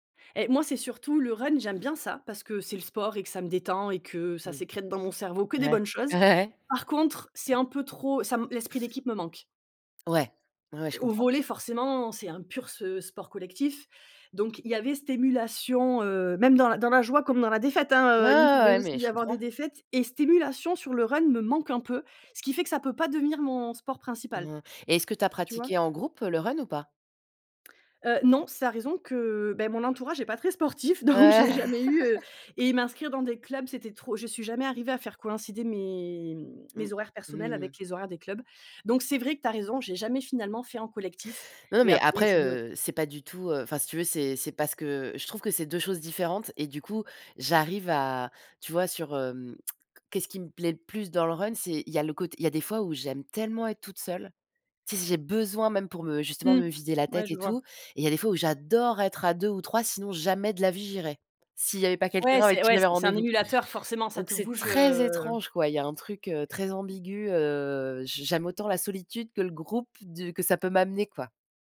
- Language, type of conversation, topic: French, unstructured, Quel sport te procure le plus de joie quand tu le pratiques ?
- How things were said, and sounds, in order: tapping; chuckle; laugh; stressed: "besoin"; stressed: "très"